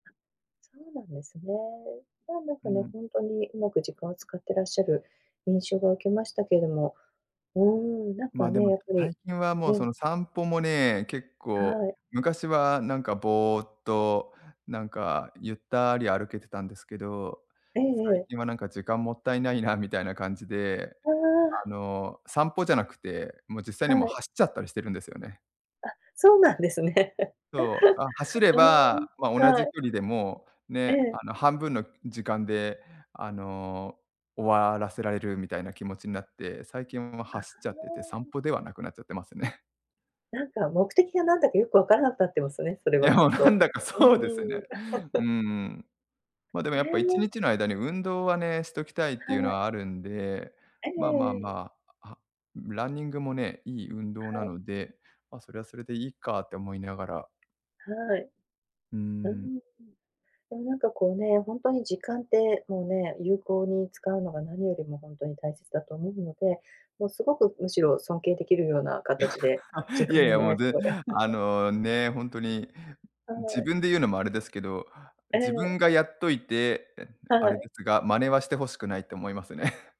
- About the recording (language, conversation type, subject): Japanese, advice, 休む時間が取れず燃え尽きそうなとき、どうすればいいですか？
- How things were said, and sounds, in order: laughing while speaking: "そうなんですね"; chuckle; chuckle; laughing while speaking: "いや、もう、なんだか、そうですね"; chuckle; laugh; chuckle; chuckle